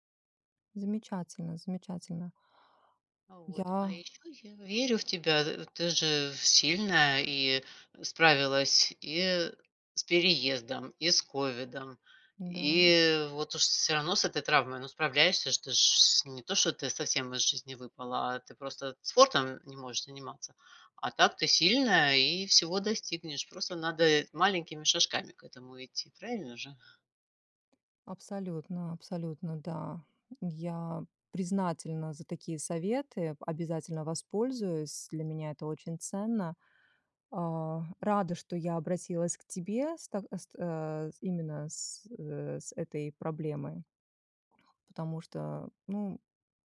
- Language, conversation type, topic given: Russian, advice, Как постоянная боль или травма мешает вам регулярно заниматься спортом?
- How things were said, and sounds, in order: tapping; other background noise